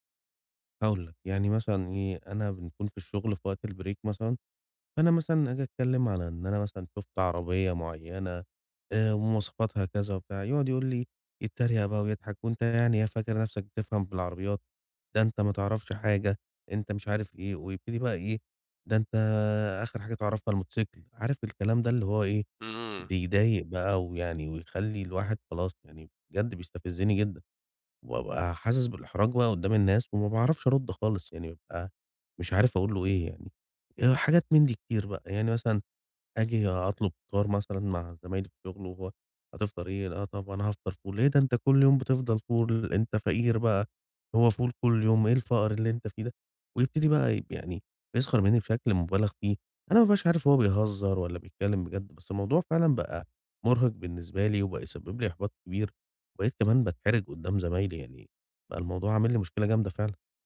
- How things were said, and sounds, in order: in English: "الbreak"
- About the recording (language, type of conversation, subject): Arabic, advice, صديق بيسخر مني قدام الناس وبيحرجني، أتعامل معاه إزاي؟